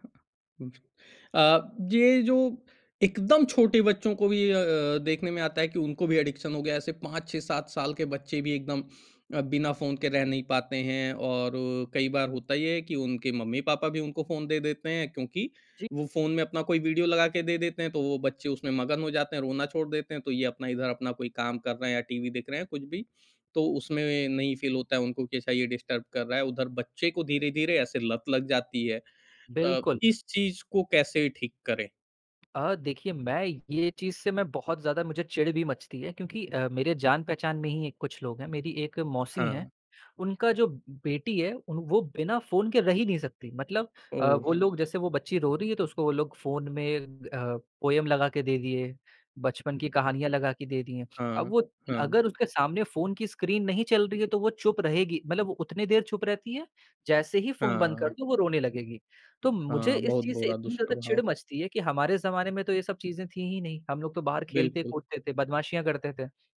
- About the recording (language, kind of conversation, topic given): Hindi, podcast, आप स्मार्टफ़ोन की लत को नियंत्रित करने के लिए कौन-से उपाय अपनाते हैं?
- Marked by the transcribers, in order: in English: "एडिक्शन"; in English: "फ़ील"; in English: "डिस्टर्ब"; horn; in English: "पोएम"; other background noise